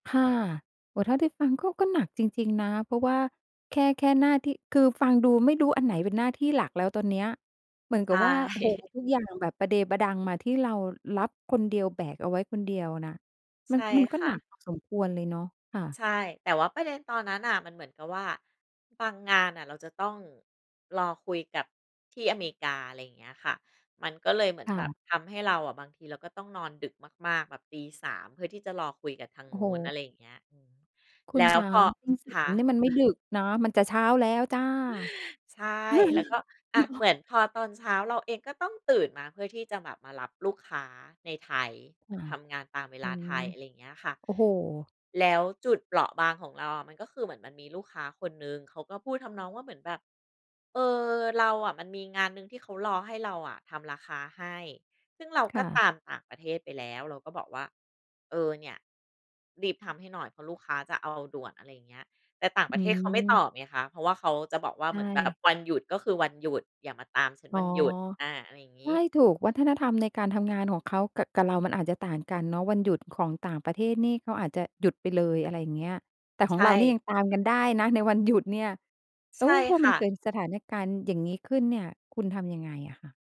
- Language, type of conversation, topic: Thai, podcast, เคยตัดสินใจลาออกจากงานที่คนอื่นมองว่าประสบความสำเร็จเพราะคุณไม่มีความสุขไหม?
- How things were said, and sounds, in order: laughing while speaking: "ใช่"; other background noise; tapping; chuckle; laughing while speaking: "เนาะ"